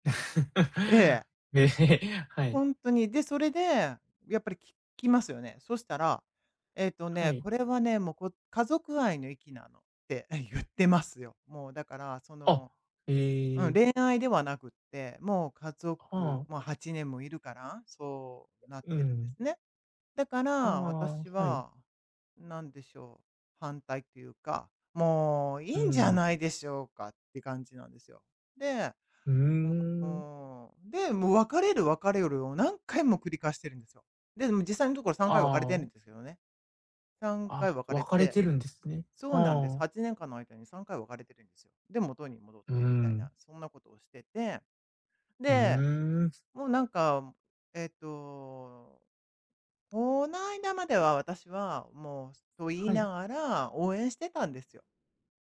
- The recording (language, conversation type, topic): Japanese, advice, 結婚や交際を家族に反対されて悩んでいる
- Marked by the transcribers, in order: laugh; tapping